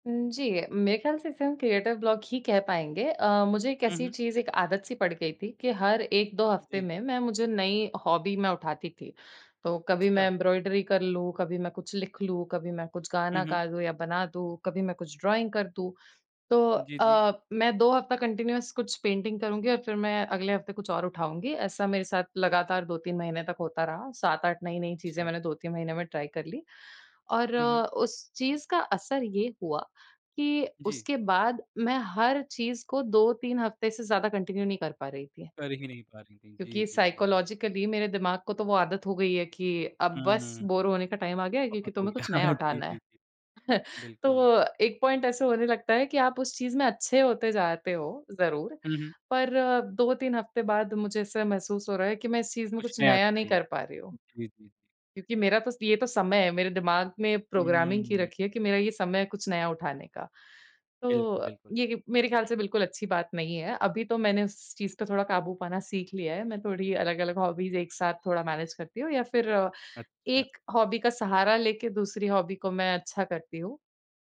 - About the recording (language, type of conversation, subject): Hindi, podcast, रचनात्मक अवरोध आने पर आप क्या करते हैं?
- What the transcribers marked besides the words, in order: in English: "क्रिएटर ब्लॉक"; in English: "हॉबी"; in English: "एम्ब्रॉयडरी"; in English: "ड्राइंग"; in English: "कंटीन्यूअस"; in English: "पेंटिंग"; in English: "ट्राई"; in English: "कंटिन्यू"; in English: "साइकोलॉजिकली"; in English: "बोर"; in English: "टाइम"; laugh; chuckle; in English: "पॉइंट"; in English: "हॉबीज़"; in English: "मैनेज"; in English: "हॉबी"; in English: "हॉबी"